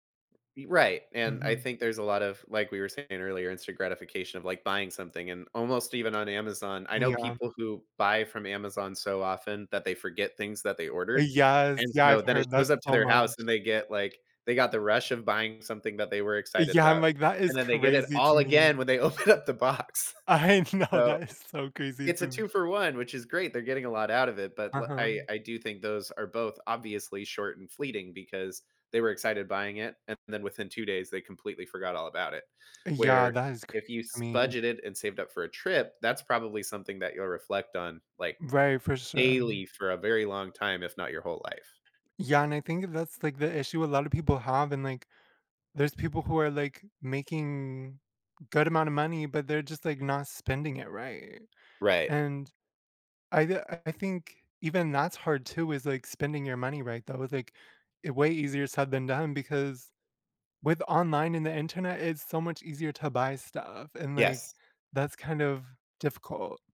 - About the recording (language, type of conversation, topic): English, unstructured, What role does fear play in shaping our goals and achievements?
- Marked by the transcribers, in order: tapping; laughing while speaking: "I know, that"; laughing while speaking: "up the box"; other background noise